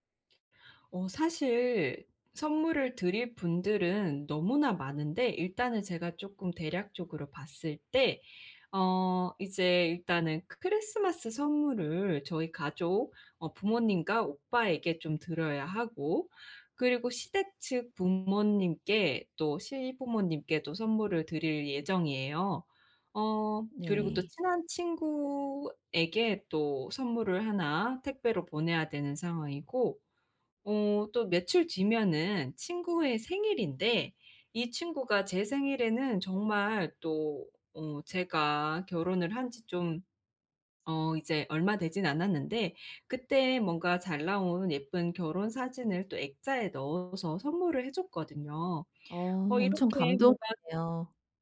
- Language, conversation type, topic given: Korean, advice, 선물을 고르고 예쁘게 포장하려면 어떻게 하면 좋을까요?
- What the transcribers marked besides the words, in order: tapping; other background noise